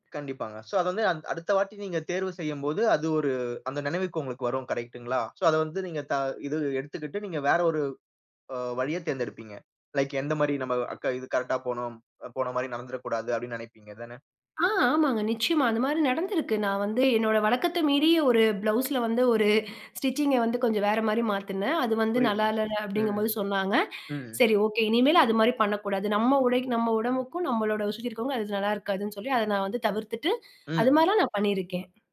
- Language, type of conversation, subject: Tamil, podcast, மற்றோரின் கருத்து உன் உடைத் தேர்வை பாதிக்குமா?
- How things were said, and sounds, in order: laughing while speaking: "ஒரு"; in English: "ஸ்டிச்சிங்க"; "இல்லை" said as "இல்லலல"; inhale; inhale